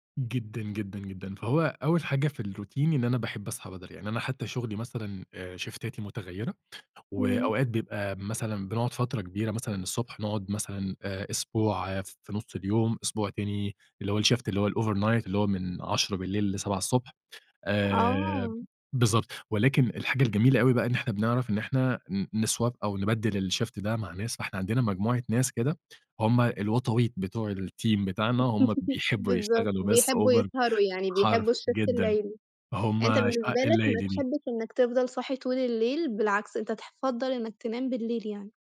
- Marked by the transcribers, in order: in English: "الRoutine"; in English: "شيفتاتي"; in English: "الShift"; in English: "الOvernight"; in English: "نSwap"; in English: "الShift"; laugh; in English: "الTeam"; in English: "الShift"; in English: "Over"
- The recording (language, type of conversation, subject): Arabic, podcast, إزاي بتبدأ يومك أول ما تصحى؟